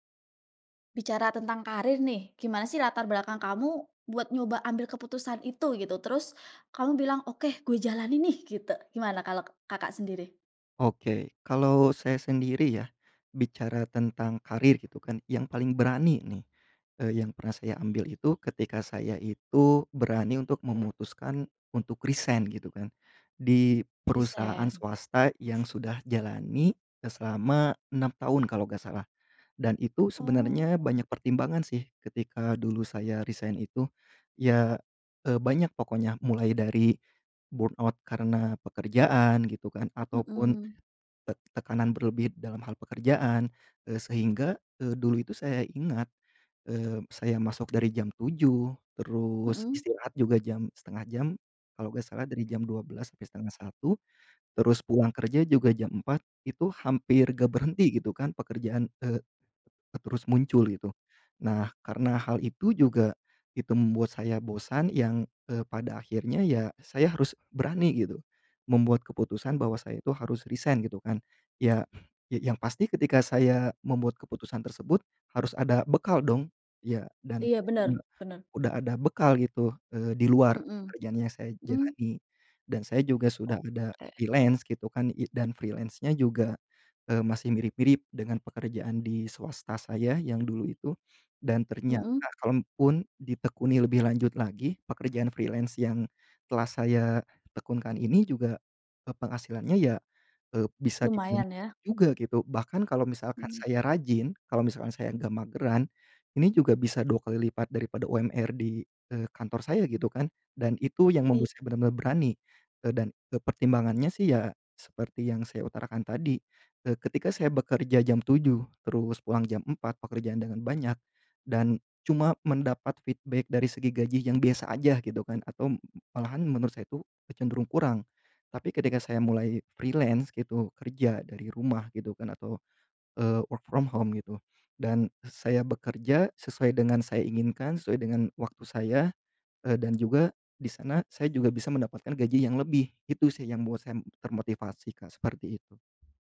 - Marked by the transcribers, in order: in English: "burn out"; other background noise; tapping; in English: "freelance"; in English: "freelance-nya"; in English: "freelance"; unintelligible speech; in English: "feedback"; in English: "freelance"; in English: "work from home"
- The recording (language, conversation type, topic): Indonesian, podcast, Apa keputusan karier paling berani yang pernah kamu ambil?